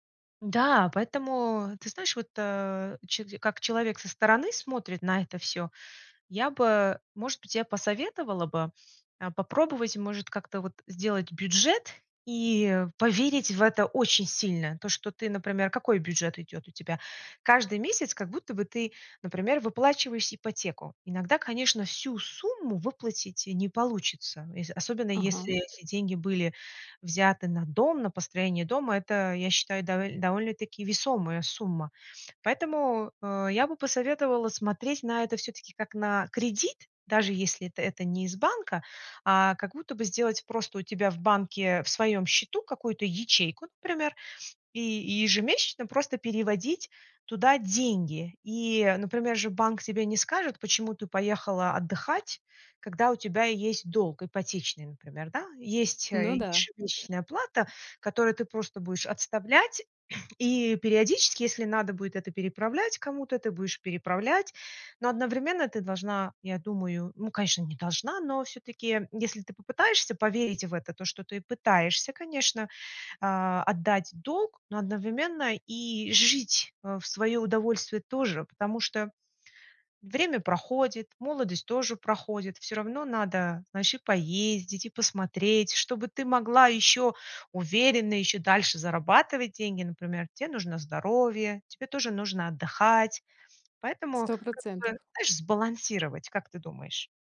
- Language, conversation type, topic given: Russian, advice, Как мне справиться со страхом из-за долгов и финансовых обязательств?
- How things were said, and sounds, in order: other background noise; other noise; tapping